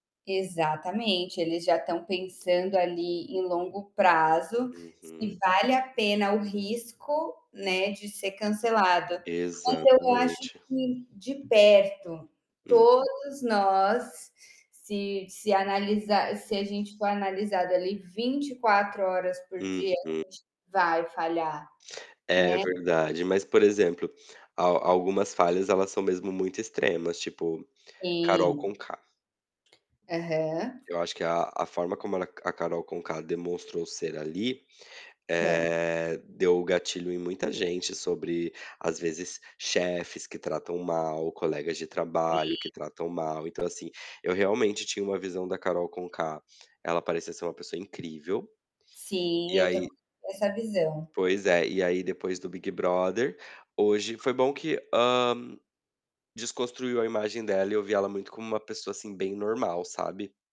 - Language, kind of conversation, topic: Portuguese, unstructured, Qual é o impacto dos programas de realidade na cultura popular?
- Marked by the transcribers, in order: tapping; other background noise; distorted speech